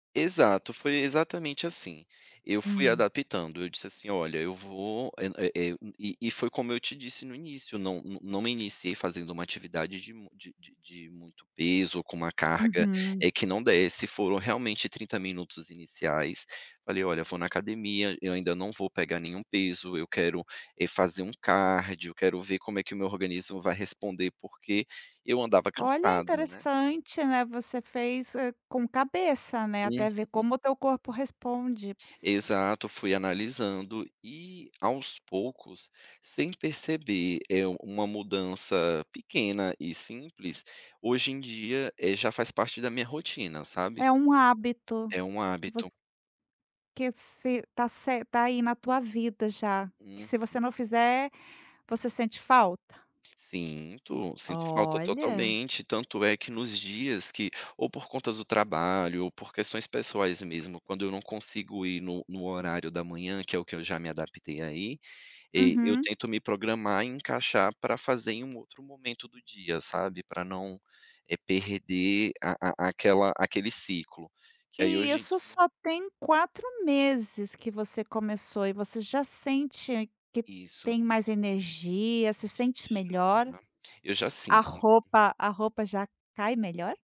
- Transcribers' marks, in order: unintelligible speech
- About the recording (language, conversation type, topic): Portuguese, podcast, Que pequenas mudanças todo mundo pode adotar já?